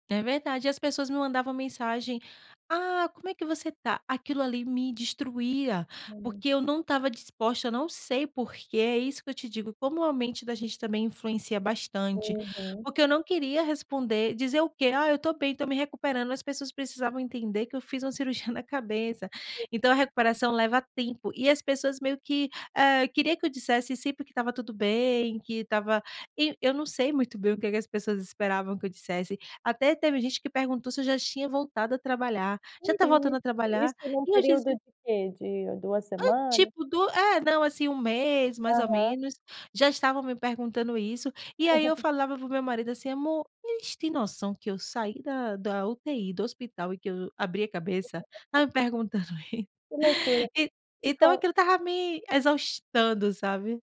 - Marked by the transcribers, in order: other background noise; unintelligible speech; laugh; unintelligible speech; laughing while speaking: "perguntando i"
- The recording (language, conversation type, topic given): Portuguese, podcast, Como você equilibra atividade e descanso durante a recuperação?